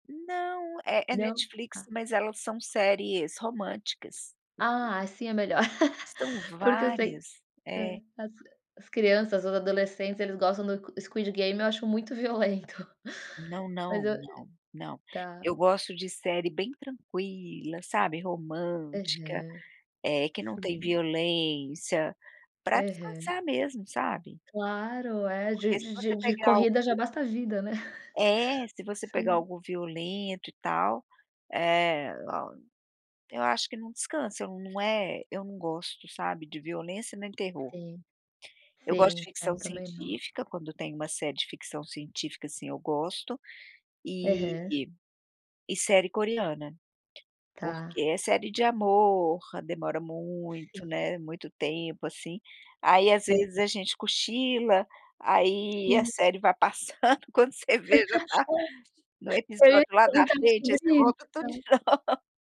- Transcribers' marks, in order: laugh; chuckle; chuckle; other noise; laughing while speaking: "a série vai passando quando … lá da frente"; unintelligible speech; unintelligible speech; laugh
- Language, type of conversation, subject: Portuguese, podcast, Como você define um dia perfeito de descanso em casa?